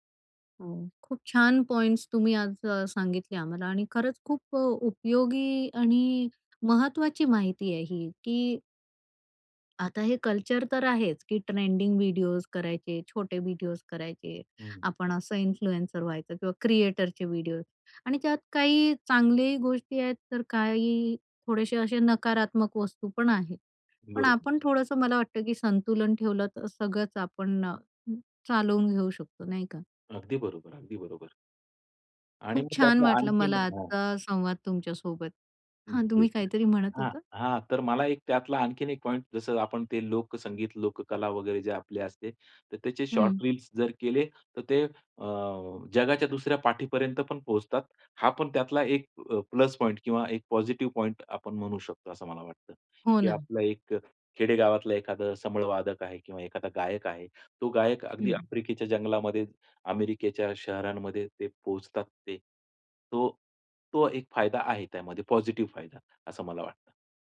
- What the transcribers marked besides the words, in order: in English: "पॉइंट्स"; in English: "कल्चर"; in English: "ट्रेंडिंग"; in English: "इन्फ्लुएन्सर"; in English: "क्रिएटरचे"; in English: "येस, येस"; in English: "पॉइंट"; in English: "शॉर्ट"; other background noise; in English: "प्लस पॉइंट"; in English: "पॉझिटिव्ह पॉइंट"; in English: "पॉझिटिव्ह"
- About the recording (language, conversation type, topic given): Marathi, podcast, लघु व्हिडिओंनी मनोरंजन कसं बदललं आहे?